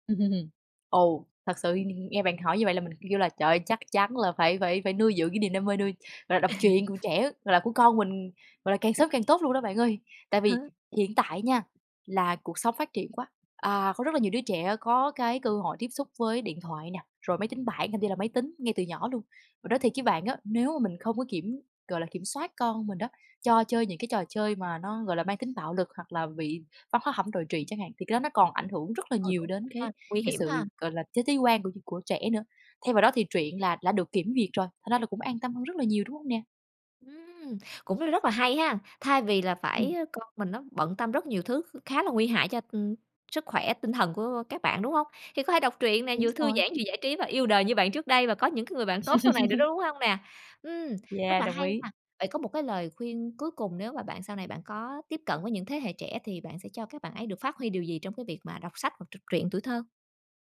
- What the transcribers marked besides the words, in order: laugh; tapping; laugh; unintelligible speech; "thế giới" said as "thế thới"; laugh
- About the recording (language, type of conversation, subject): Vietnamese, podcast, Bạn có kỷ niệm nào gắn liền với những cuốn sách truyện tuổi thơ không?